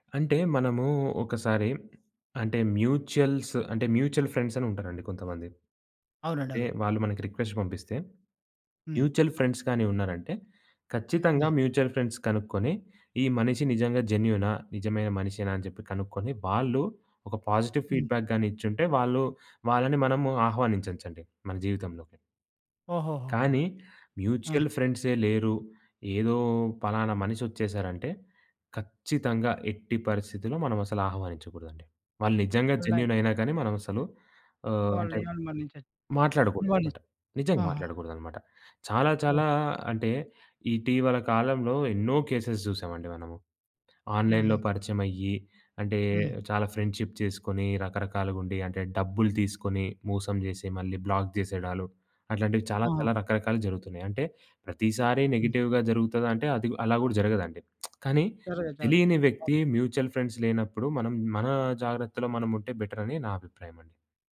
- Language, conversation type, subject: Telugu, podcast, నీవు ఆన్‌లైన్‌లో పరిచయం చేసుకున్న మిత్రులను ప్రత్యక్షంగా కలవాలని అనిపించే క్షణం ఎప్పుడు వస్తుంది?
- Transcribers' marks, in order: in English: "మ్యూచుయల్స్"; in English: "మ్యూచువల్"; in English: "రిక్వెస్ట్"; in English: "మ్యూచువల్ ఫ్రండ్స్"; in English: "మ్యూచువల్ ఫండ్స్"; in English: "పాజిటివ్ ఫీడ్‌బ్యాక్"; in English: "మ్యూచువల్"; in English: "కేసెస్"; in English: "ఆన్‌లైన్‌లో"; in English: "ఫ్రెండ్‌షిప్"; in English: "బ్లాక్"; in English: "నెగెటివ్‌గా"; lip smack; in English: "మ్యూచువల్ ఫ్రేండ్స్"; in English: "బెటర్"